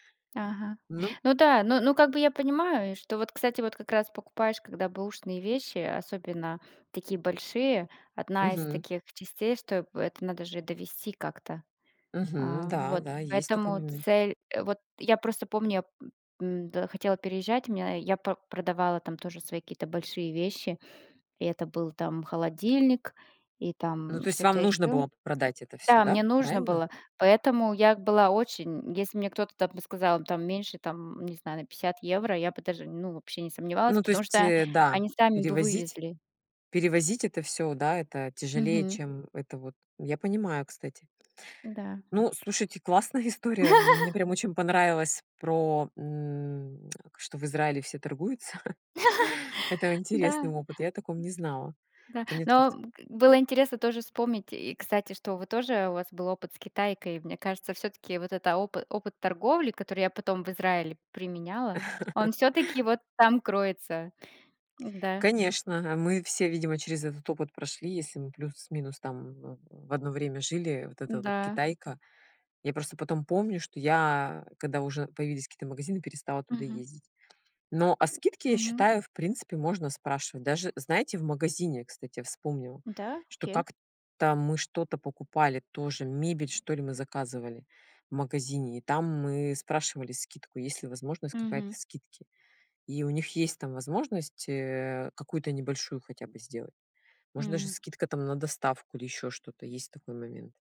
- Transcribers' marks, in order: other background noise; tapping; laugh; lip smack; chuckle; laugh; other noise; laugh
- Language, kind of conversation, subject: Russian, unstructured, Вы когда-нибудь пытались договориться о скидке и как это прошло?